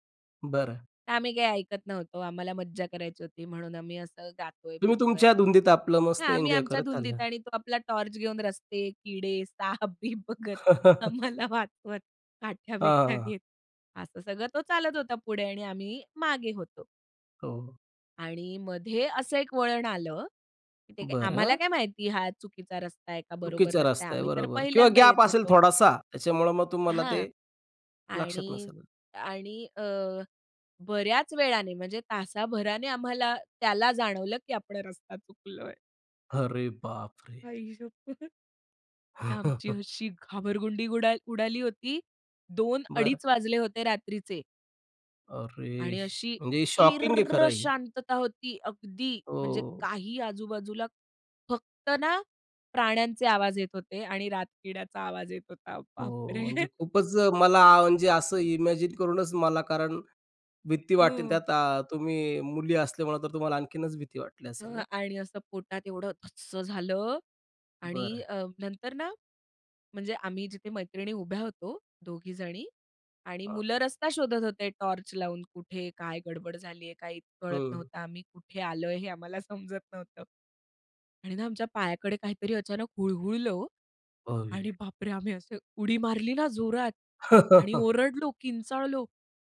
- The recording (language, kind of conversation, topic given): Marathi, podcast, प्रवासात कधी हरवल्याचा अनुभव सांगशील का?
- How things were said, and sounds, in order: laughing while speaking: "किडे, साप बीप बघत आम्हाला वाचवत, काठ्या बिठ्या घेत"; laugh; tapping; put-on voice: "रस्ता चुकलोय"; anticipating: "आई शप्पथ! आमची अशी घाबरगुंडी गुडाल उडाली होती. दोन-अडीच वाजले होते रात्रीचे"; joyful: "आई शप्पथ!"; chuckle; put-on voice: "किर्रर्र"; chuckle; in English: "इमॅजिन"; chuckle